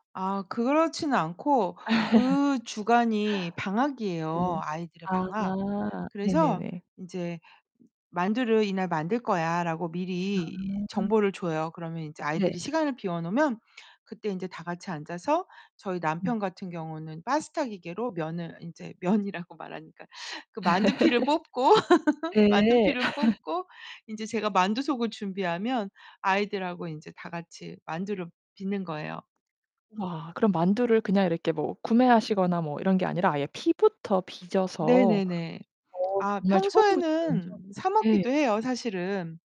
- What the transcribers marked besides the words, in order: laugh; other background noise; distorted speech; laughing while speaking: "면이라고"; laugh
- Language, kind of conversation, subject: Korean, podcast, 당신에게 전통 음식은 어떤 의미인가요?